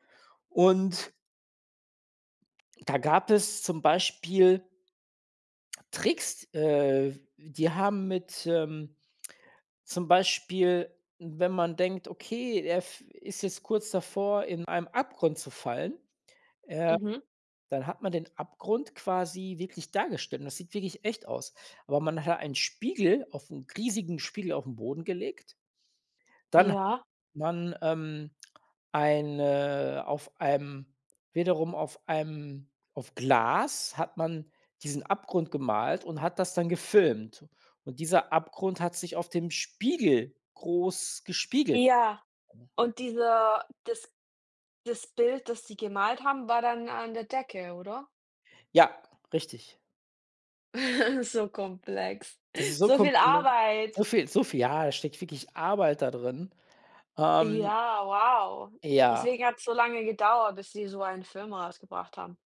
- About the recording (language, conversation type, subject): German, unstructured, Wie hat sich die Darstellung von Technologie in Filmen im Laufe der Jahre entwickelt?
- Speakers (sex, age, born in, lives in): female, 30-34, Germany, Germany; male, 40-44, Germany, Portugal
- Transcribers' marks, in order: unintelligible speech; laugh; joyful: "So komplex. So viel Arbeit"